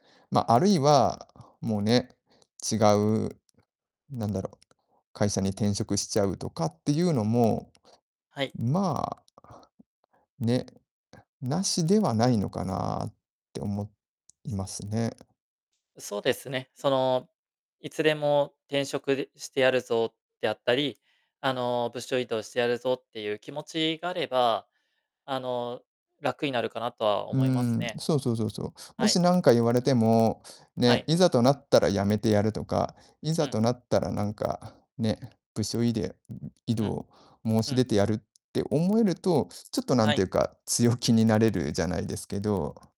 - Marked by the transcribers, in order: distorted speech; other background noise
- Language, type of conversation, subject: Japanese, advice, 自分の内なる否定的な声（自己批判）が強くてつらいとき、どう向き合えばよいですか？